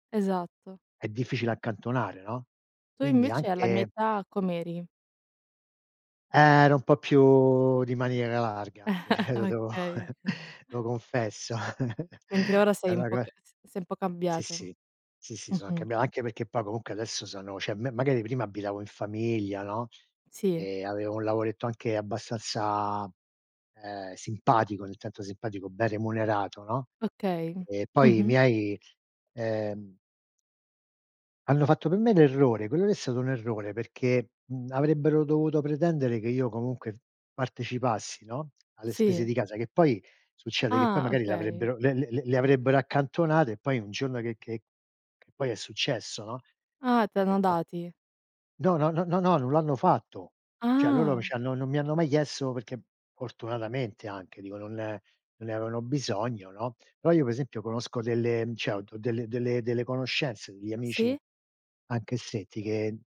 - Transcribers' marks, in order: tapping; other background noise; drawn out: "più"; chuckle; laughing while speaking: "sì"; chuckle; unintelligible speech; "cioè" said as "ceh"; "Cioè" said as "ceh"; "cioè" said as "ceh"
- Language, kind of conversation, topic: Italian, unstructured, Come scegli tra risparmiare e goderti subito il denaro?